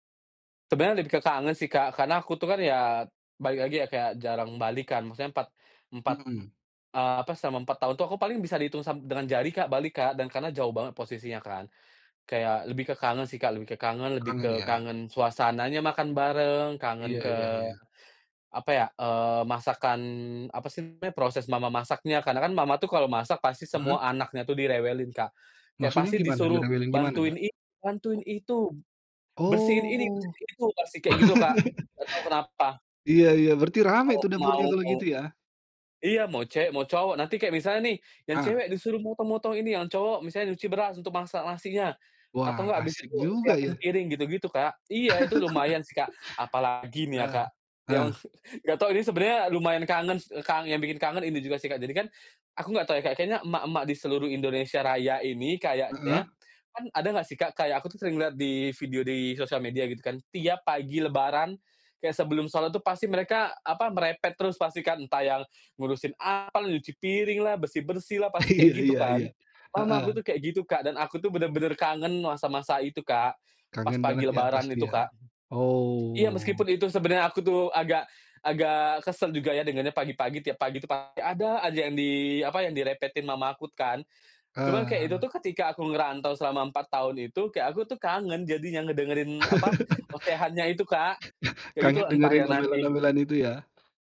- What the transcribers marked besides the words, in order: laugh; tapping; laugh; laughing while speaking: "Yang un"; laughing while speaking: "Iya"; laugh; other background noise
- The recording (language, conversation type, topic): Indonesian, podcast, Aroma masakan apa yang langsung membuat kamu teringat rumah?